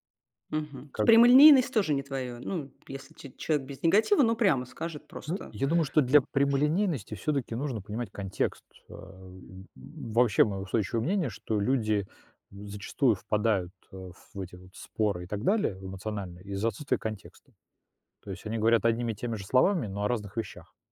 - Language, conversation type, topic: Russian, podcast, Как реагировать на критику, не теряя самооценки?
- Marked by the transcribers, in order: none